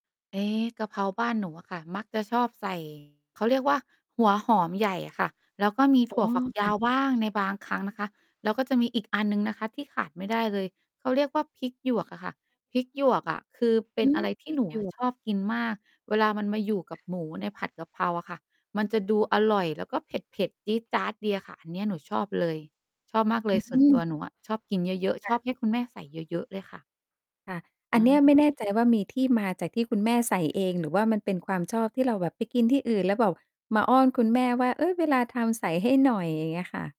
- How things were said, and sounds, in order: distorted speech; mechanical hum; other background noise
- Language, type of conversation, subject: Thai, podcast, การทำอาหารร่วมกันมีความหมายต่อคุณอย่างไร?